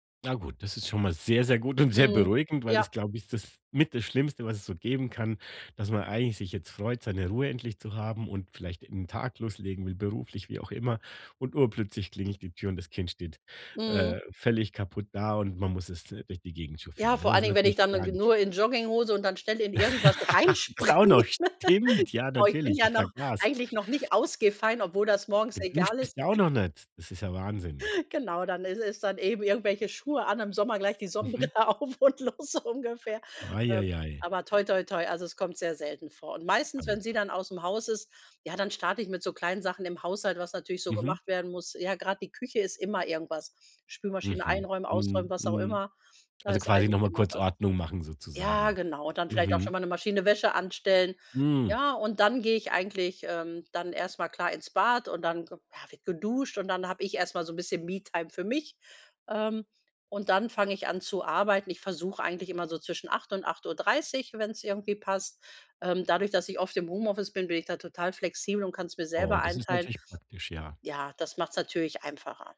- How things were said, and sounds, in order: laugh; stressed: "stimmt"; stressed: "reinspringe"; chuckle; other noise; laughing while speaking: "Sonnenbrille auf und los"; in English: "Me-Time"
- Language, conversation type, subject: German, podcast, Wie startest du morgens am besten in den Tag?